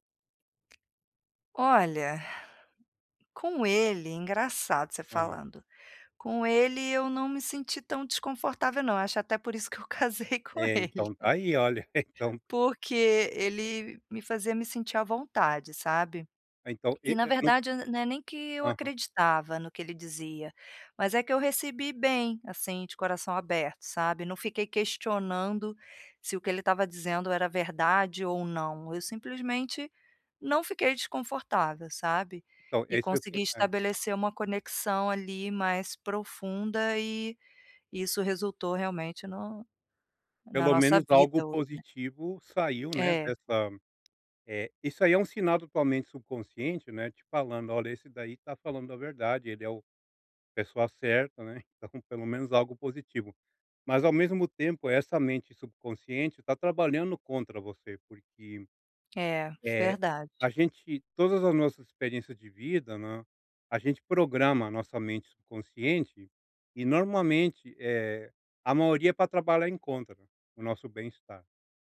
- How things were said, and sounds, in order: tapping; laughing while speaking: "casei com ele"
- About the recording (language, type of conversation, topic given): Portuguese, advice, Como posso aceitar elogios com mais naturalidade e sem ficar sem graça?